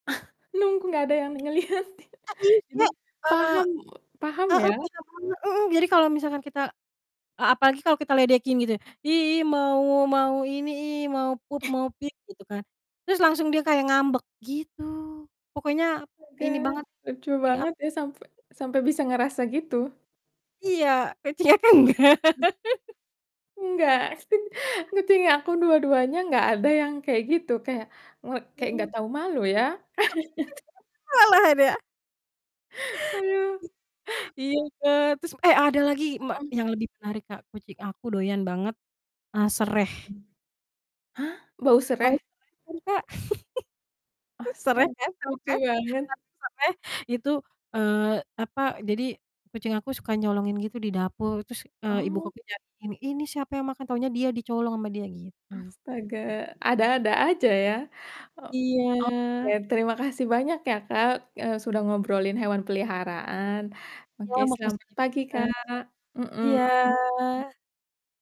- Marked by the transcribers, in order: chuckle; laughing while speaking: "ngelihatin"; distorted speech; in English: "poop"; chuckle; in English: "peep"; in English: "thing up"; other background noise; laughing while speaking: "nggak"; chuckle; unintelligible speech; chuckle; chuckle; laugh; drawn out: "Iya"; drawn out: "Iya"
- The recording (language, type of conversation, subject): Indonesian, unstructured, Apa manfaat memiliki hewan peliharaan bagi kesehatan mental?